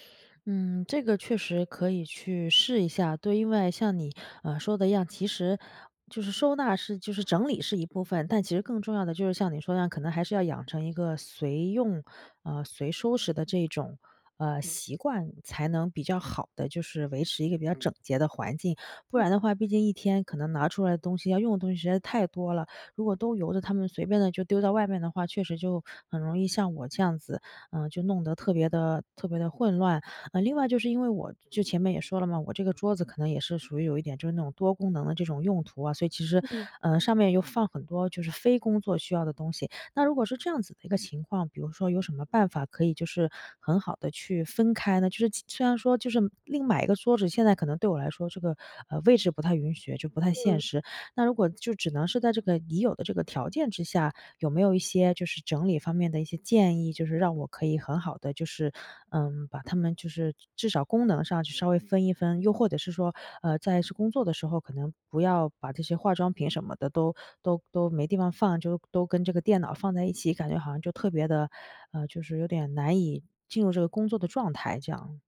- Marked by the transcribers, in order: none
- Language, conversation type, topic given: Chinese, advice, 我怎样才能保持工作区整洁，减少杂乱？